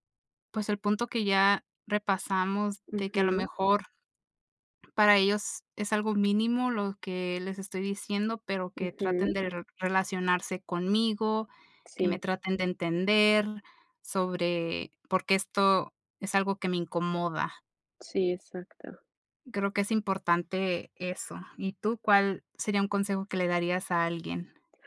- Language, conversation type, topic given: Spanish, unstructured, ¿Crees que es importante comprender la perspectiva de la otra persona en un conflicto?
- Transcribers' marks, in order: tapping